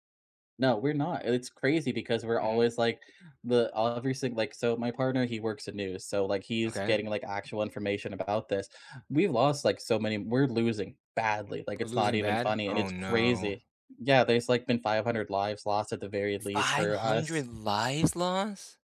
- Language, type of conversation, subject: English, unstructured, What big goal do you want to pursue that would make everyday life feel better rather than busier?
- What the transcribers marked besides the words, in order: stressed: "badly"; tapping; other background noise